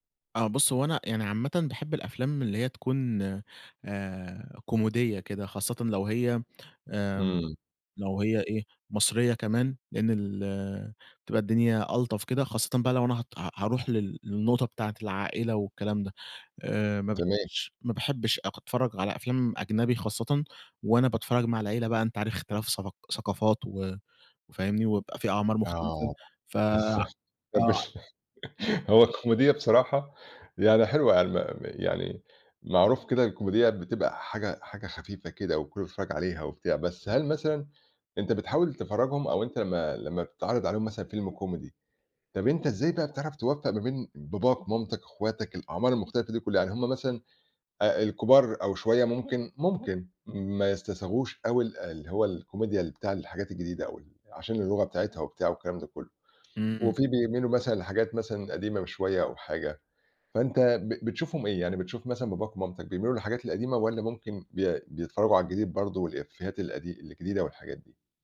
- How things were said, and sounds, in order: laughing while speaking: "بس طب"; other noise
- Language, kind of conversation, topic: Arabic, podcast, إزاي بتختاروا فيلم للعيلة لما الأذواق بتبقى مختلفة؟